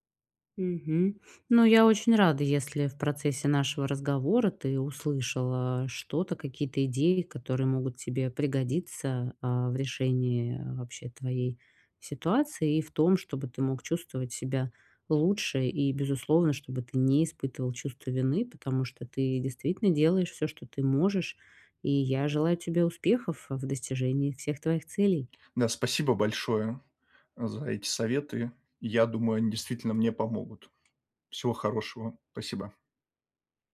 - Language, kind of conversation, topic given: Russian, advice, Как перестать корить себя за отдых и перерывы?
- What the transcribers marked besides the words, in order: none